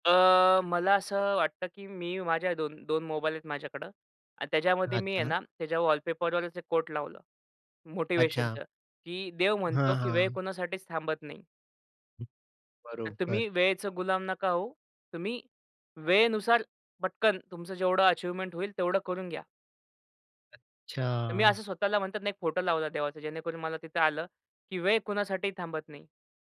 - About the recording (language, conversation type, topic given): Marathi, podcast, आजीवन शिक्षणात वेळेचं नियोजन कसं करतोस?
- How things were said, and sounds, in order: tapping; other background noise; in English: "अचिव्हमेंट"